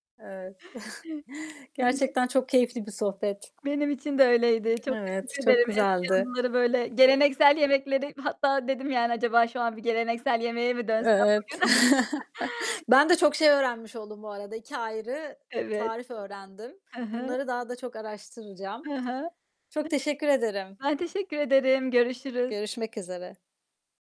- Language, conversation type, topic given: Turkish, podcast, Ailenizin geleneksel yemeğini anlatır mısın?
- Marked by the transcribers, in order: static; chuckle; tapping; unintelligible speech; other background noise; distorted speech; chuckle; laugh